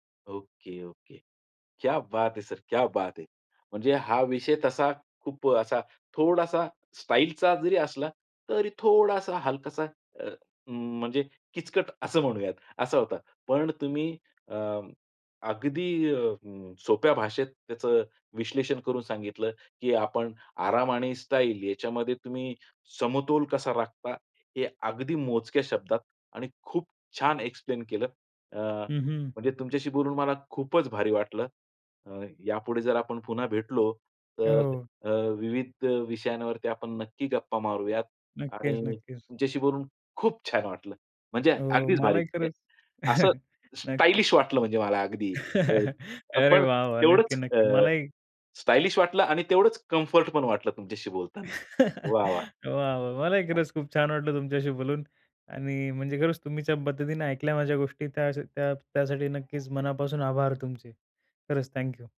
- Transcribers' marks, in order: in Hindi: "क्या बात है सर, क्या बात है"; in English: "एक्सप्लेन"; other background noise; chuckle; laugh; tapping; laugh; unintelligible speech
- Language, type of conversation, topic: Marathi, podcast, आराम आणि शैली यांचा समतोल तुम्ही कसा साधता?